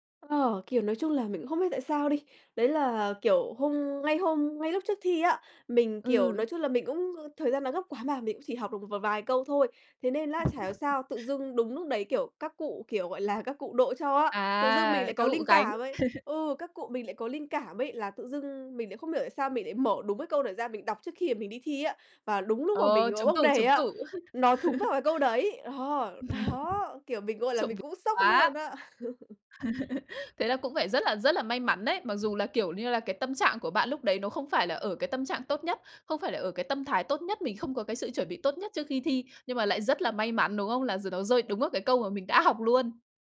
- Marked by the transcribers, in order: tapping; laugh; laugh; laugh; laugh
- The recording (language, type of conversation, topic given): Vietnamese, podcast, Bạn có thể kể về một lần bạn cảm thấy mình thật can đảm không?